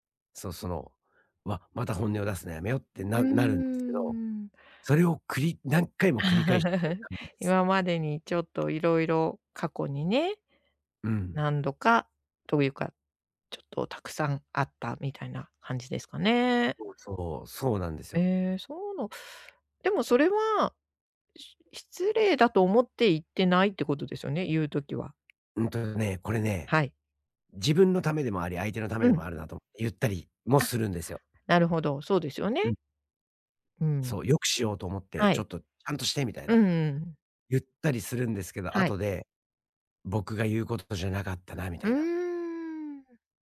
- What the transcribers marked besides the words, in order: drawn out: "うーん"; chuckle
- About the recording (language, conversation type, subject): Japanese, advice, 相手の反応を気にして本音を出せないとき、自然に話すにはどうすればいいですか？